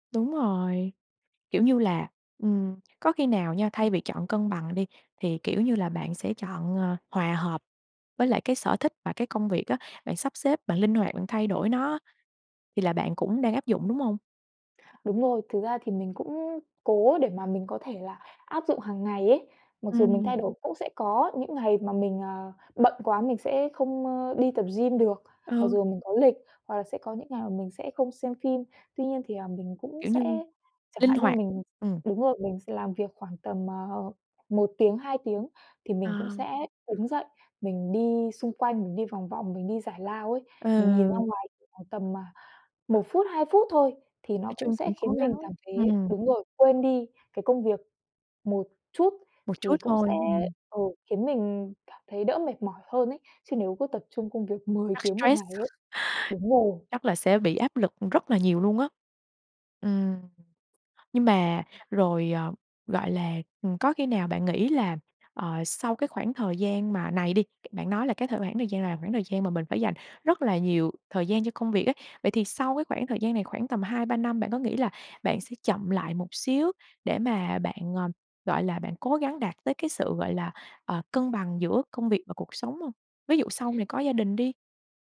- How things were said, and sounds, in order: tapping; other background noise
- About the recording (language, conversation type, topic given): Vietnamese, podcast, Bạn cân bằng giữa sở thích và công việc như thế nào?